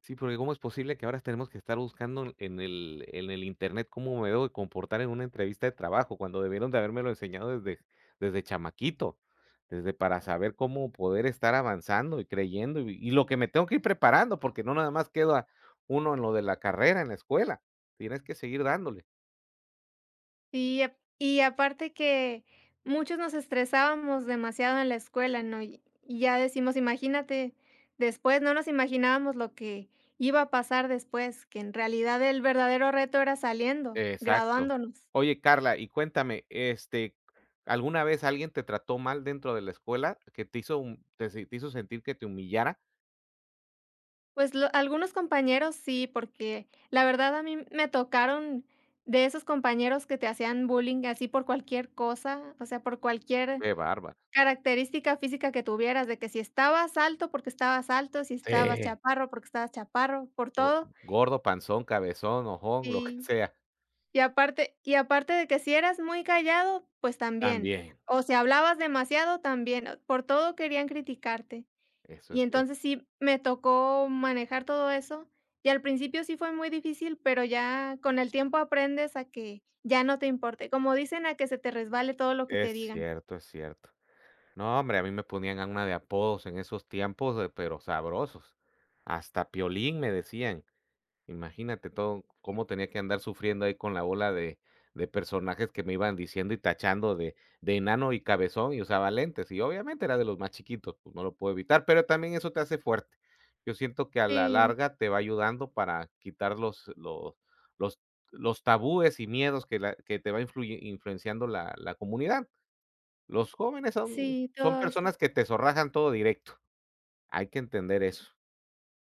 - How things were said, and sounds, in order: laughing while speaking: "lo que sea"
- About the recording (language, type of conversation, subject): Spanish, unstructured, ¿Alguna vez has sentido que la escuela te hizo sentir menos por tus errores?